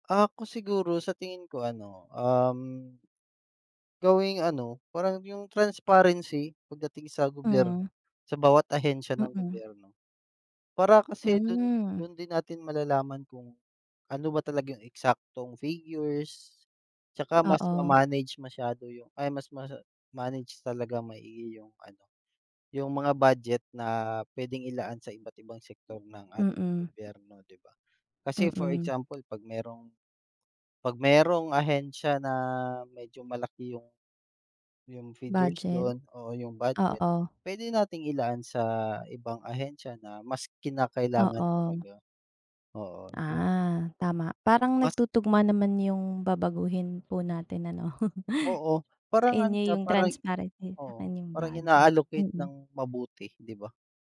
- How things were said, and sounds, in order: tapping; chuckle
- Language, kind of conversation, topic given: Filipino, unstructured, Ano ang unang bagay na babaguhin mo kung ikaw ang naging pangulo ng bansa?